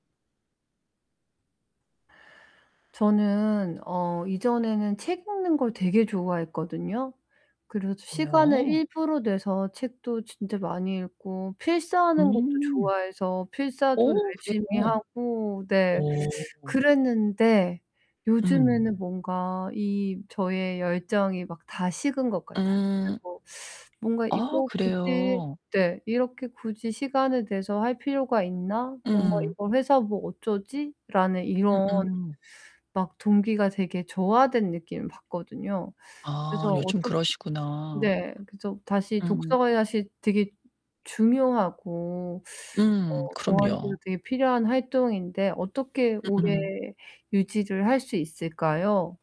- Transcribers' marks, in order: other background noise; distorted speech
- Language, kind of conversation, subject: Korean, advice, 열정을 오래 유지하고 동기 저하를 막으려면 어떻게 해야 하나요?